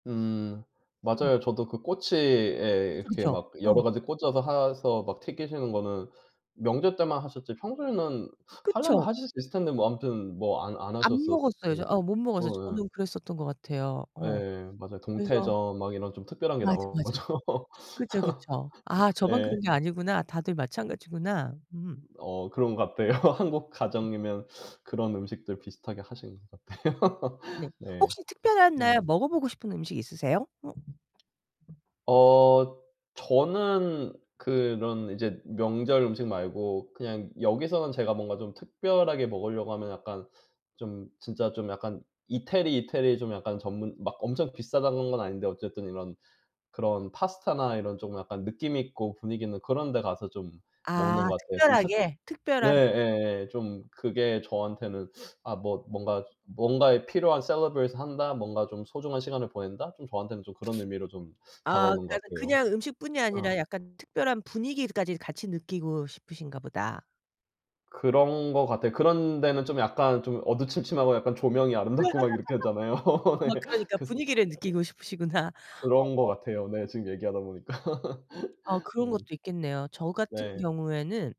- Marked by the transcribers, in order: "해서" said as "하서"; laughing while speaking: "나오죠"; laugh; laughing while speaking: "같아요"; laughing while speaking: "같아요"; laugh; other background noise; put-on voice: "celebrate을"; in English: "celebrate을"; laugh; laughing while speaking: "네"; laughing while speaking: "보니까"; laugh
- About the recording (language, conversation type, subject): Korean, unstructured, 특별한 날에는 어떤 음식을 즐겨 드시나요?